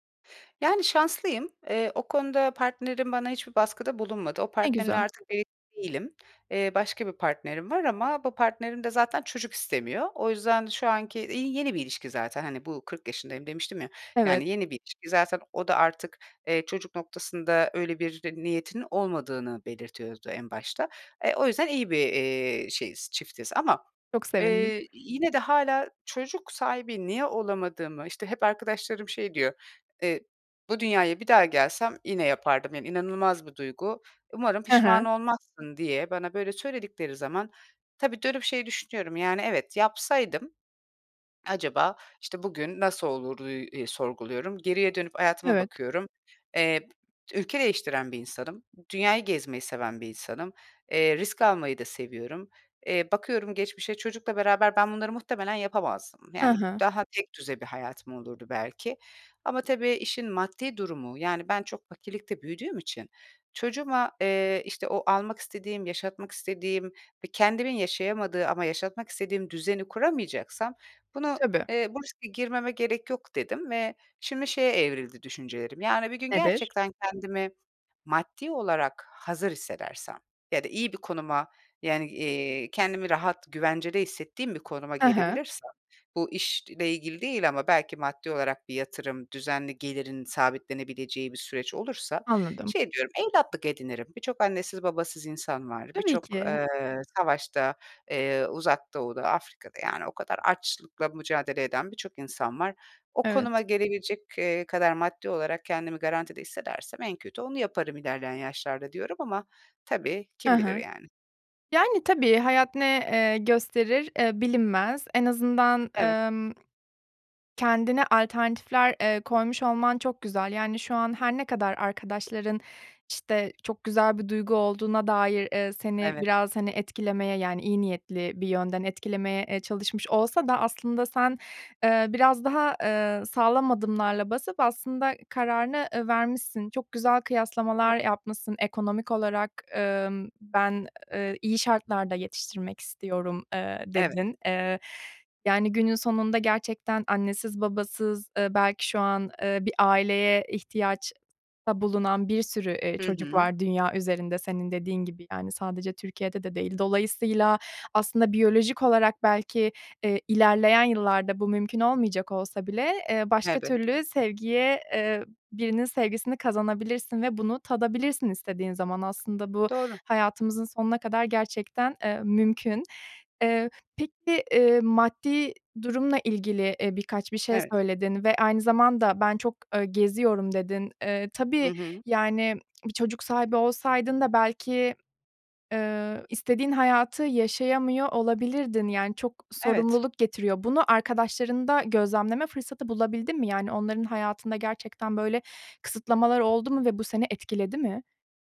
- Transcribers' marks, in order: other background noise; unintelligible speech
- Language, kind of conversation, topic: Turkish, advice, Çocuk sahibi olma zamanlaması ve hazır hissetmeme
- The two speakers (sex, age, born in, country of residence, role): female, 30-34, Turkey, Germany, advisor; female, 40-44, Turkey, Portugal, user